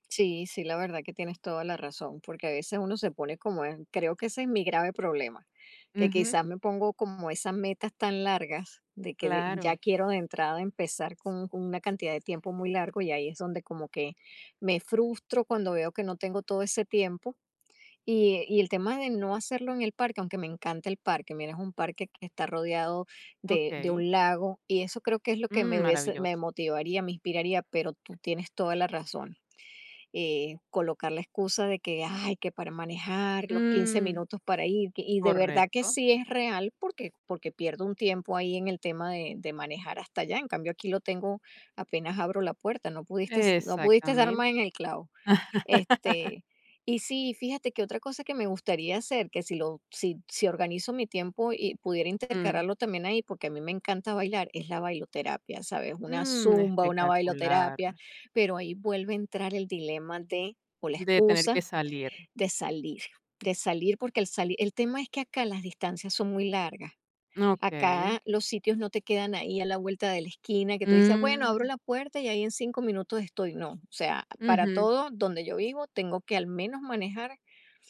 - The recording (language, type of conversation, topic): Spanish, advice, ¿Cómo puedo empezar nuevas aficiones sin sentirme abrumado?
- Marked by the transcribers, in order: other background noise; "pudiste" said as "pudistes"; "pudiste" said as "pudistes"; laugh